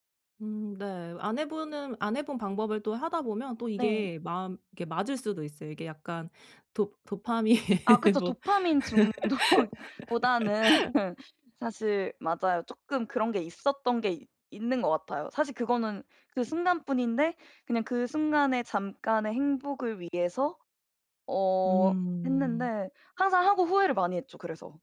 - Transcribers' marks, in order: other background noise; laughing while speaking: "중독보다는"; laughing while speaking: "도파민"; laugh
- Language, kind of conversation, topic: Korean, advice, 수입이 늘었을 때 지출을 어떻게 통제해야 할까요?